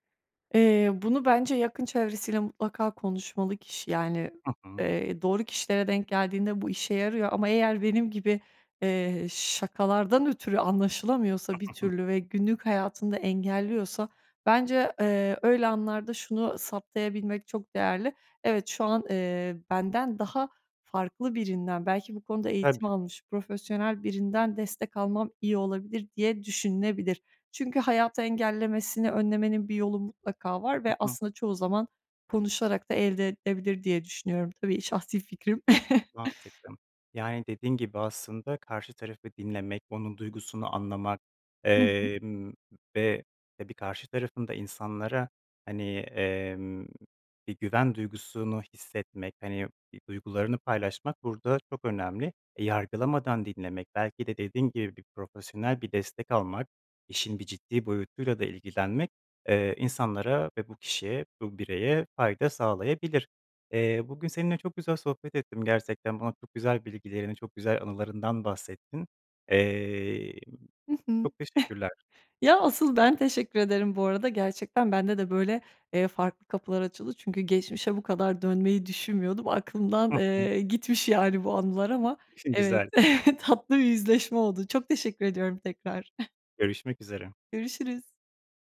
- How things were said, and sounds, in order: chuckle; chuckle; chuckle; unintelligible speech; chuckle; chuckle
- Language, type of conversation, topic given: Turkish, podcast, Korkularınla nasıl yüzleşiyorsun, örnek paylaşır mısın?